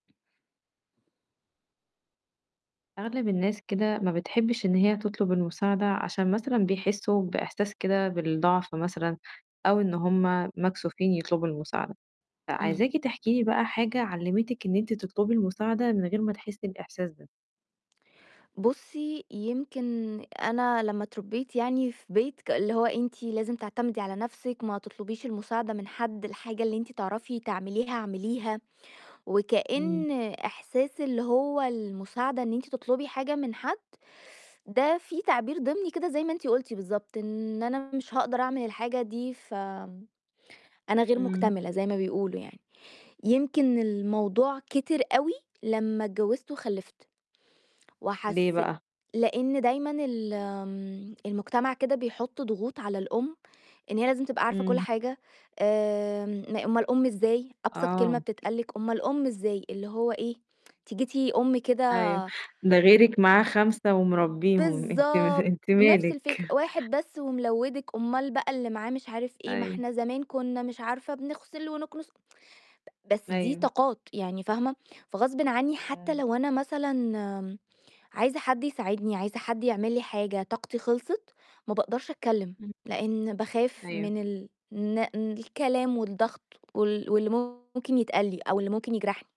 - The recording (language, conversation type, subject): Arabic, podcast, إحكيلي عن تجربة علمتك إزاي تطلب المساعدة من غير ما تحس بالعار؟
- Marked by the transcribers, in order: distorted speech; tapping; tsk; laughing while speaking: "أنتِ م أنتِ مالِك؟"